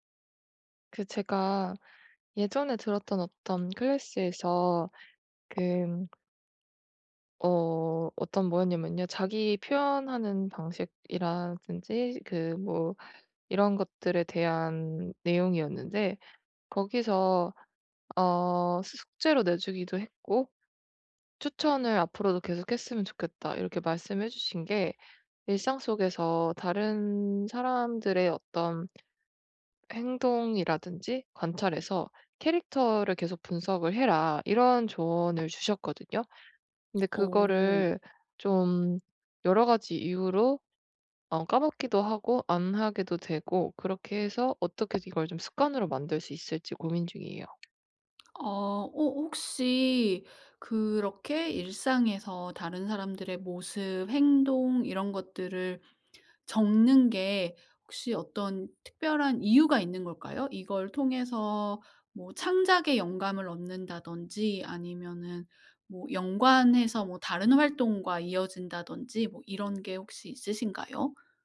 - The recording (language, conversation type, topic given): Korean, advice, 일상에서 영감을 쉽게 모으려면 어떤 습관을 들여야 할까요?
- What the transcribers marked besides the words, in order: tapping; other background noise